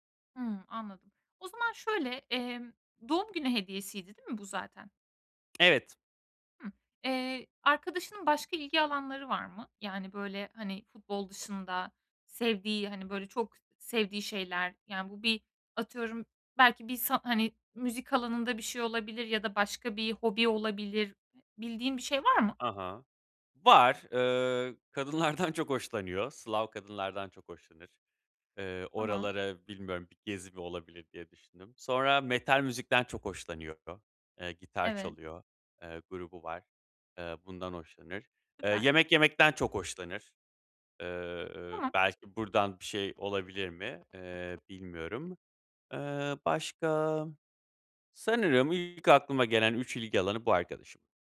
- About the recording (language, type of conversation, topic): Turkish, advice, Hediye için iyi ve anlamlı fikirler bulmakta zorlanıyorsam ne yapmalıyım?
- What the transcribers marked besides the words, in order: other background noise; laughing while speaking: "kadınlardan"